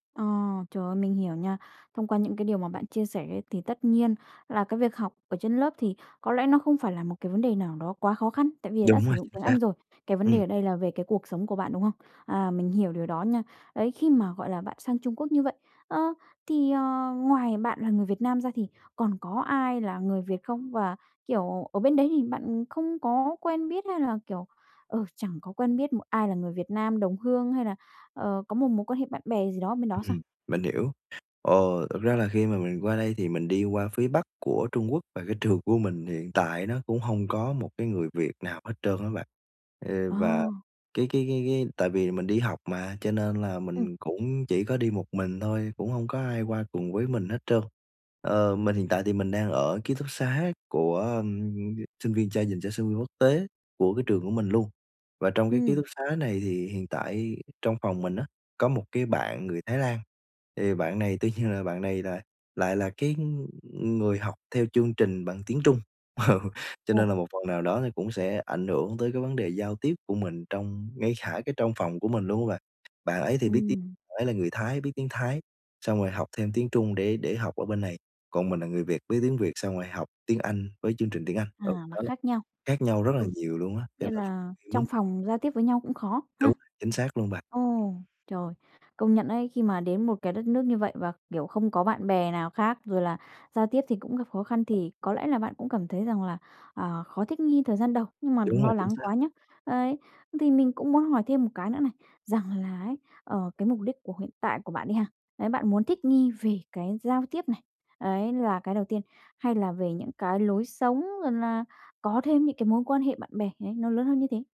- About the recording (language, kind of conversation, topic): Vietnamese, advice, Làm thế nào để tôi thích nghi nhanh chóng ở nơi mới?
- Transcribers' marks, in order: tapping; other background noise; laughing while speaking: "nhiên"; laughing while speaking: "ừ"